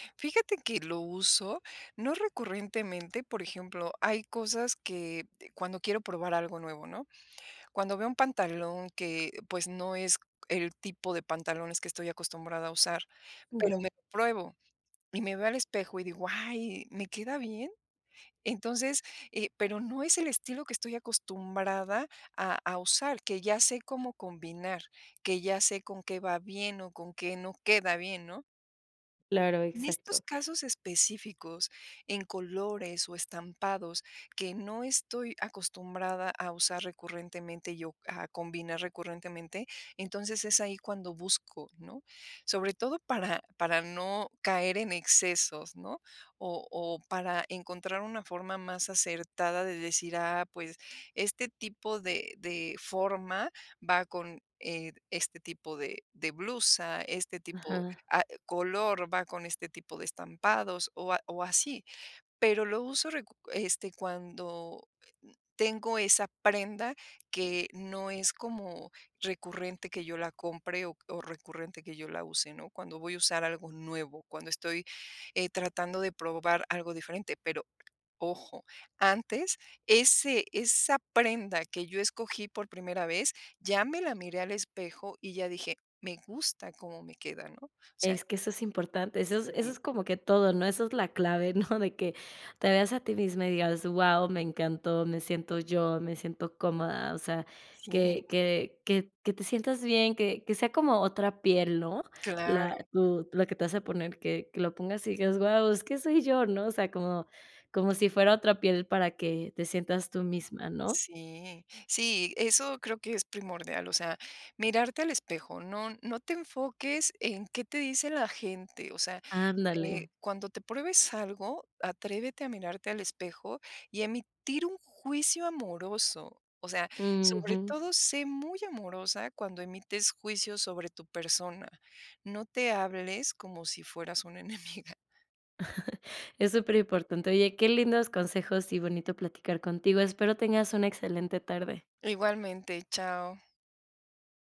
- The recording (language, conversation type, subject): Spanish, podcast, ¿Cómo te adaptas a las modas sin perderte?
- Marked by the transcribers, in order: other background noise; chuckle; chuckle; laugh